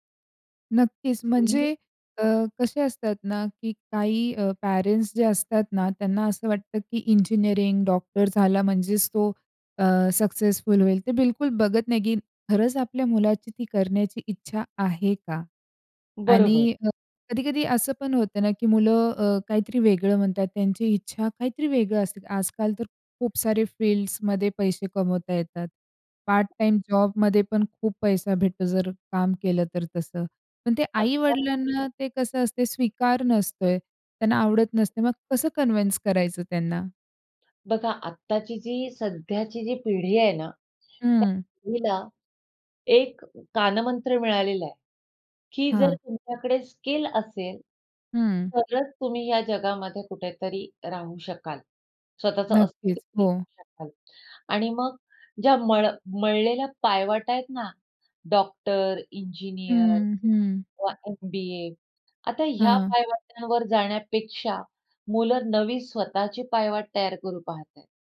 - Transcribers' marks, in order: other background noise; tapping; in English: "कन्व्हीन्स"
- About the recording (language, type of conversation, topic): Marathi, podcast, आई-वडिलांना तुमच्या करिअरबाबत कोणत्या अपेक्षा असतात?
- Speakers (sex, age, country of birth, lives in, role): female, 45-49, India, India, guest; female, 45-49, India, India, host